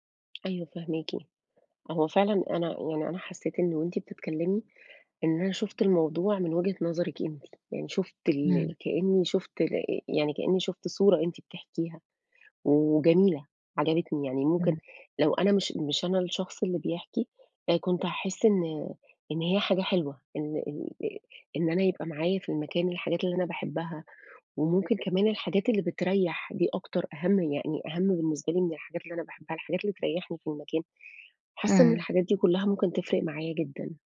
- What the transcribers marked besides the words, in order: tapping
- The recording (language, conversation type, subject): Arabic, advice, إزاي أتعامل مع قلقي لما بفكر أستكشف أماكن جديدة؟